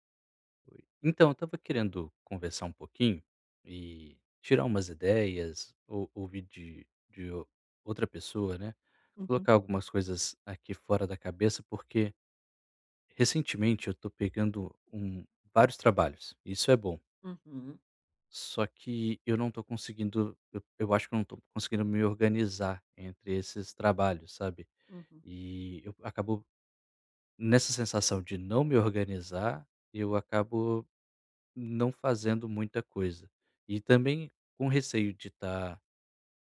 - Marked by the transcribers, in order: none
- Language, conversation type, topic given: Portuguese, advice, Como posso alternar entre tarefas sem perder o foco?